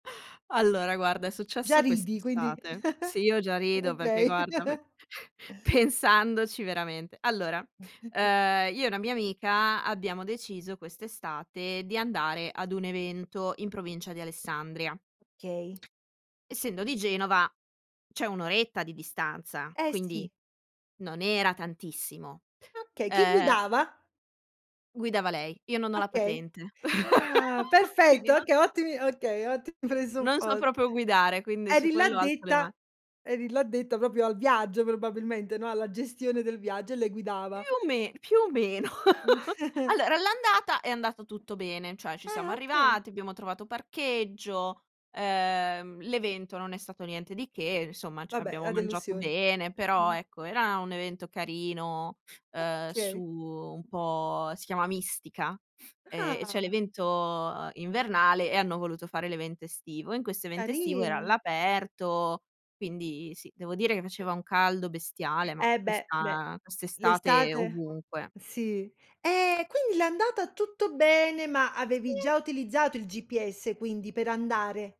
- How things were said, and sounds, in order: laugh; laugh; chuckle; tapping; chuckle; other background noise; "Okay" said as "kay"; laugh; laughing while speaking: "presuppos"; "proprio" said as "propio"; laughing while speaking: "meno"; laugh; chuckle; "insomma" said as "nsomma"
- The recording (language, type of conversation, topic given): Italian, podcast, Raccontami di quando il GPS ti ha tradito: cosa hai fatto?